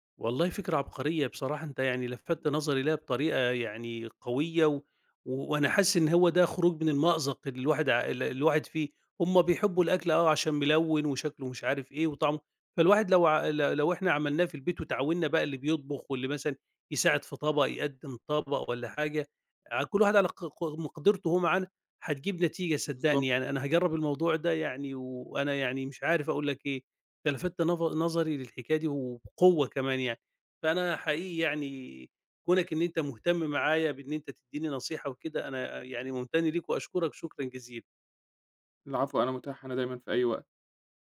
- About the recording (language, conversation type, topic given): Arabic, advice, إزاي أقنع الأطفال يجرّبوا أكل صحي جديد؟
- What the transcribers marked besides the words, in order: none